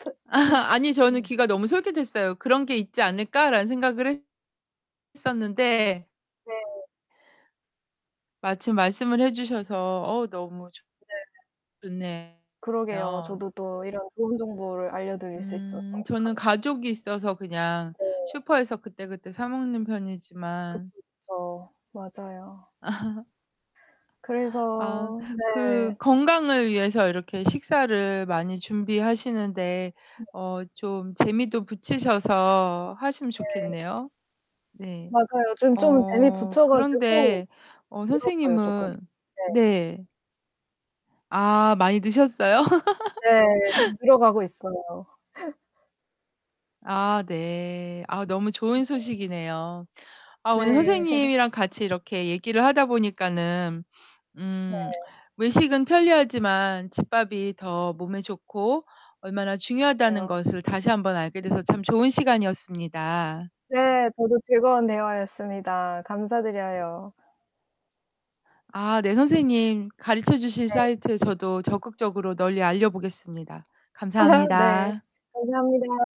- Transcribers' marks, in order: laugh; other background noise; distorted speech; tapping; laugh; laugh; laugh; other noise; laugh; laugh
- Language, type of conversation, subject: Korean, unstructured, 외식과 집밥 중 어느 쪽이 더 좋으세요?